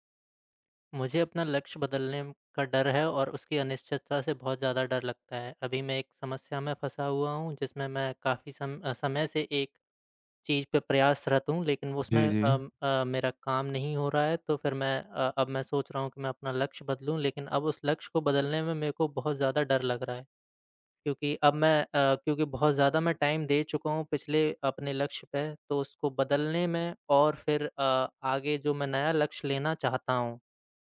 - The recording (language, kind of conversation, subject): Hindi, advice, लक्ष्य बदलने के डर और अनिश्चितता से मैं कैसे निपटूँ?
- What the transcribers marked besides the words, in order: in English: "टाइम"